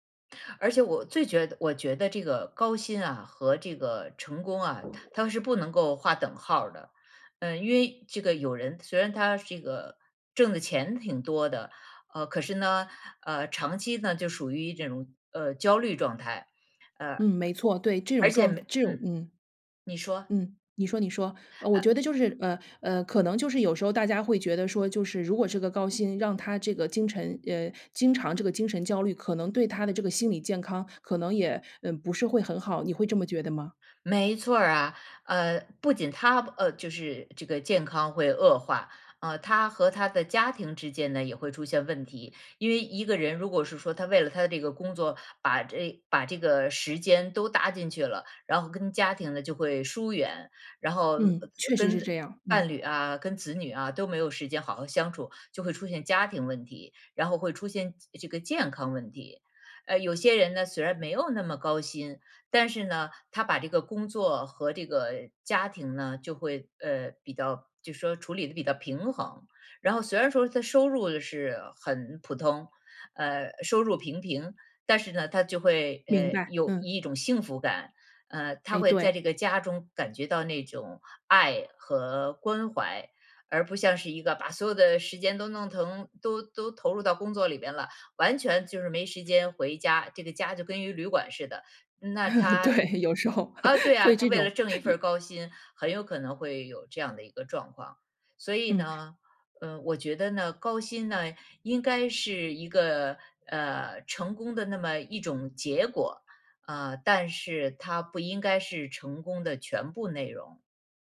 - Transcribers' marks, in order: other background noise; tapping; laugh; laughing while speaking: "对，有时候会这种，有"
- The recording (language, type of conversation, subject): Chinese, podcast, 你觉得成功一定要高薪吗？